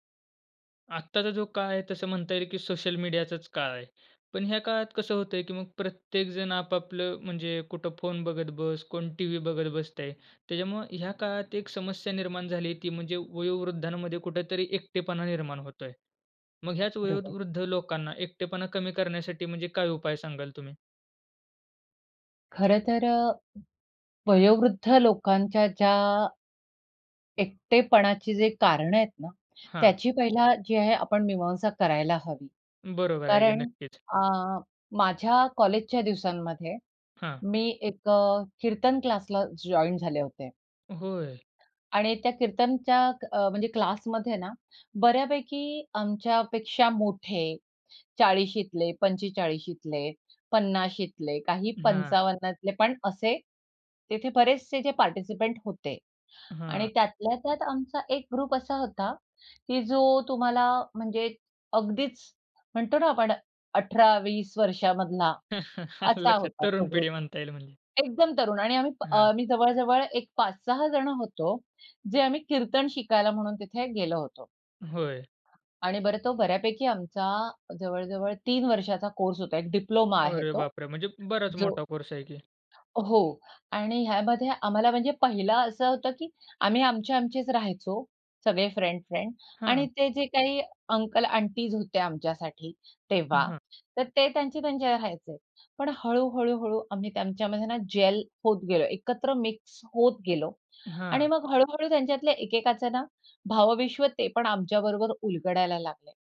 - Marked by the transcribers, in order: in English: "जॉइन"; in English: "पार्टिसिपंट"; in English: "ग्रुप"; in English: "ग्रुप"; laughing while speaking: "आलं लक्षात. तरुण पिढी म्हणता येईल म्हणजे"; other background noise; in English: "फ्रेंड, फ्रेंड"; in English: "अंकल आंटीज"; in English: "जेल"
- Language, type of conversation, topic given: Marathi, podcast, वयोवृद्ध लोकांचा एकटेपणा कमी करण्याचे प्रभावी मार्ग कोणते आहेत?